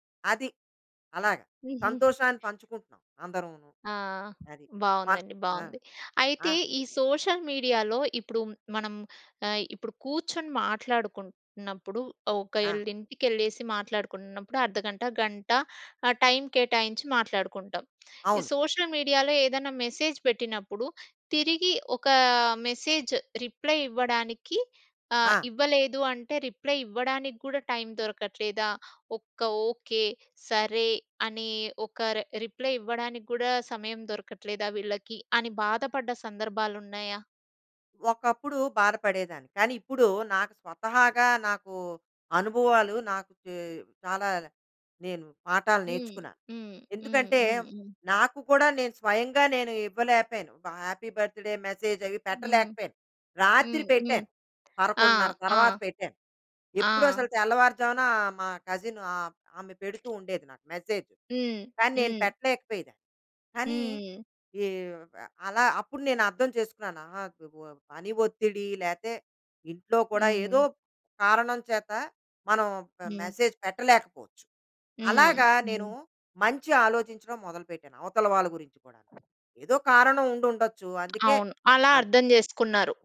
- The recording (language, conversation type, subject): Telugu, podcast, సోషల్ మీడియా మీ జీవితాన్ని ఎలా మార్చింది?
- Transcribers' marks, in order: giggle; other background noise; in English: "సోషల్ మీడియాలో"; in English: "సోషల్ మీడియాలో"; in English: "మెసేజ్"; in English: "మెసేజ్ రిప్లై"; in English: "రిప్లై"; in English: "హ్యాపీ బర్త్‌డే మెసేజ్"; tapping; in English: "కజిన్"; in English: "మెసేజ్"; in English: "మెసేజ్"